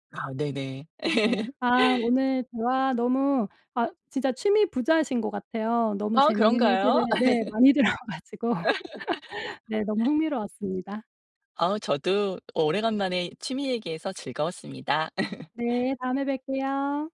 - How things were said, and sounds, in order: laugh; laugh; laughing while speaking: "들어 가지고"; laugh; laugh; other background noise
- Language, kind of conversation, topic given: Korean, podcast, 그 취미는 어떻게 시작하게 되셨나요?